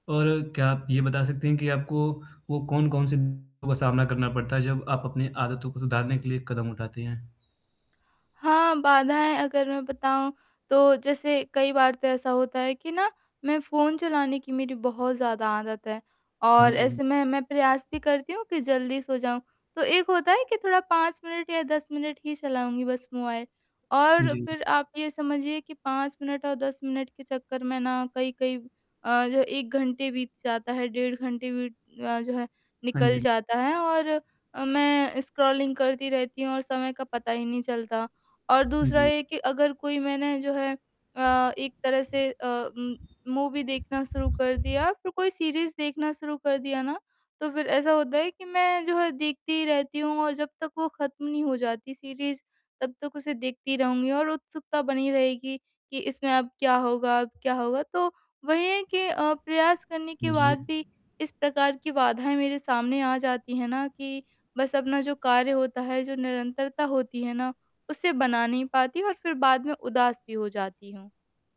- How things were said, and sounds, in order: static; distorted speech; tapping; in English: "स्क्रॉलिंग"; mechanical hum; in English: "म मूवी"; in English: "सीरीज़"; in English: "सीरीज़"
- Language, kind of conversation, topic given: Hindi, advice, मैं अपनी दैनिक दिनचर्या में निरंतरता कैसे बना सकता/सकती हूँ?